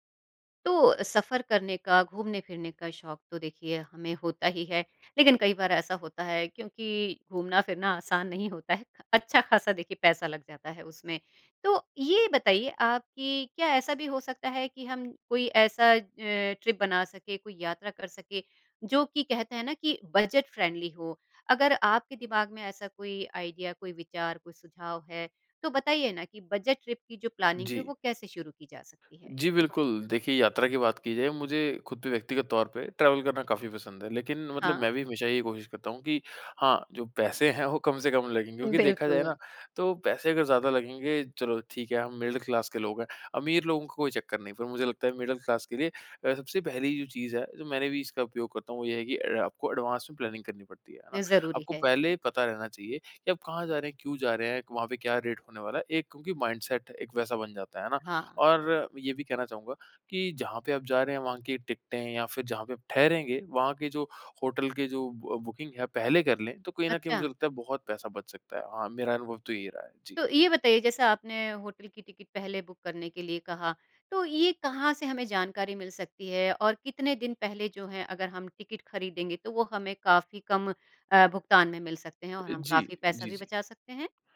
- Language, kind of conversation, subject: Hindi, podcast, बजट में यात्रा करने के आपके आसान सुझाव क्या हैं?
- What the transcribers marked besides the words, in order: in English: "ट्रिप"; in English: "बजट फ़्रेंडली"; in English: "आईडिया"; in English: "बजट ट्रिप"; in English: "प्लानिंग"; in English: "ट्रेवल"; laughing while speaking: "पैसे हैं वो कम से कम"; in English: "मिडिल क्लास"; in English: "मिडिल क्लास"; in English: "एडवांस"; in English: "प्लानिंग"; in English: "रेट"; in English: "माइंडसेट"